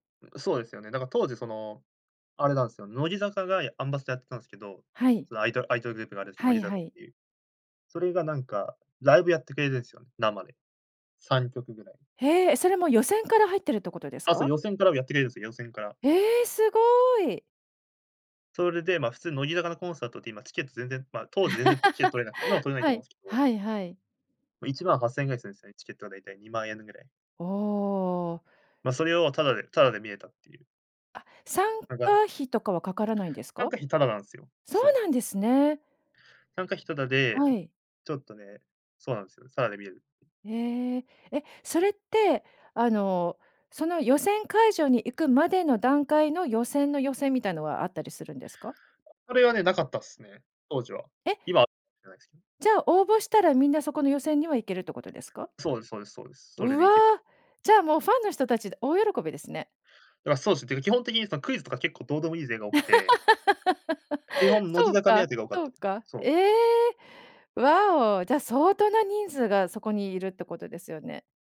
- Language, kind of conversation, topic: Japanese, podcast, ライブやコンサートで最も印象に残っている出来事は何ですか？
- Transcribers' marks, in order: other background noise; laugh; tapping; laugh